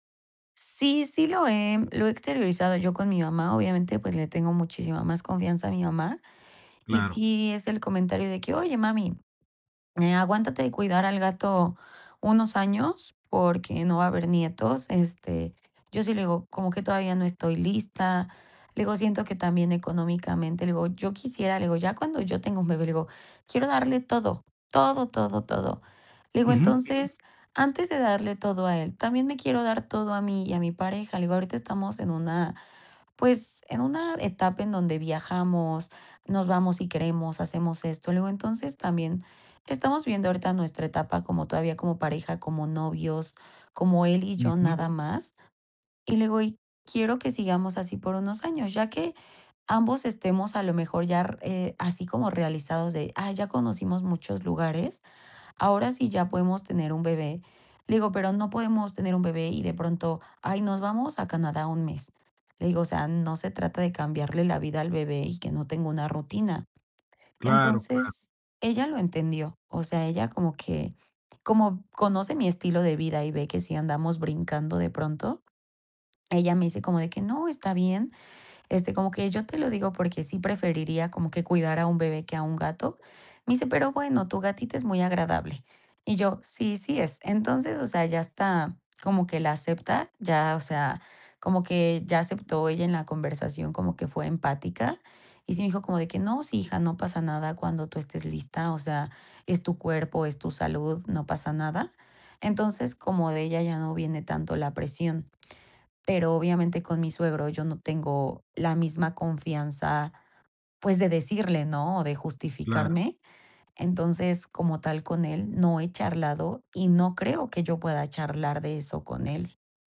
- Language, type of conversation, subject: Spanish, advice, ¿Cómo puedo manejar la presión de otras personas para tener hijos o justificar que no los quiero?
- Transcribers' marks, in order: other background noise; tapping